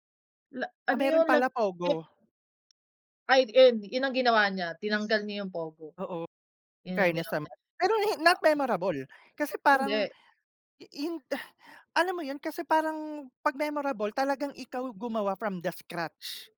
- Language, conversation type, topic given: Filipino, unstructured, Ano ang opinyon mo tungkol sa kasalukuyang sistema ng pamahalaan sa ating bansa?
- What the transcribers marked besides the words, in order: none